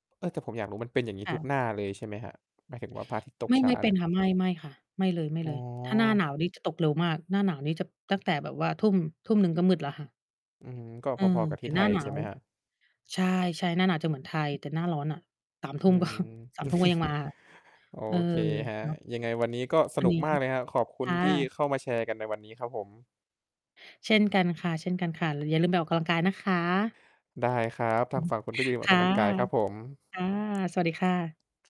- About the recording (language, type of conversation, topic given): Thai, unstructured, การออกกำลังกายช่วยเปลี่ยนแปลงชีวิตของคุณอย่างไร?
- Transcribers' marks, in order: distorted speech; chuckle; laughing while speaking: "ก็"; chuckle